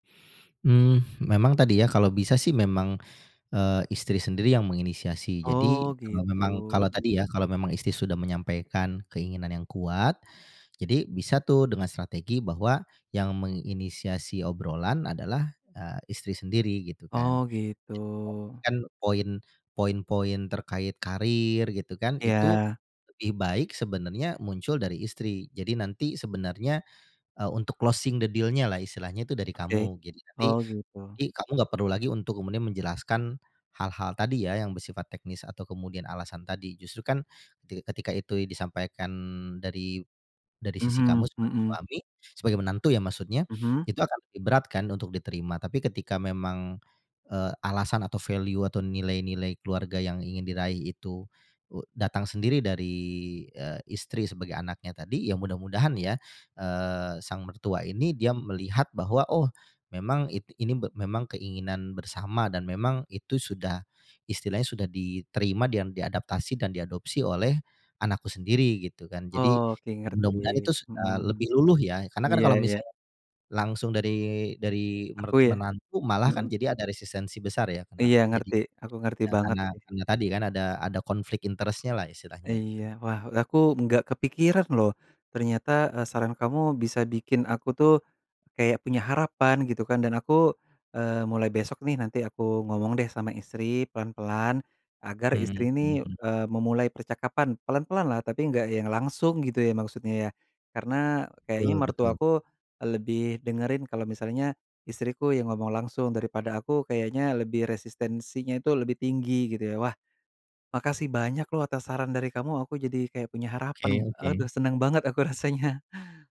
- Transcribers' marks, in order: unintelligible speech; in English: "closing the deal-nya"; in English: "value"; tapping; in English: "interest-nya"
- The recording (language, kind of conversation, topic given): Indonesian, advice, Bagaimana Anda menghadapi konflik antara tujuan karier dan kehidupan pribadi Anda?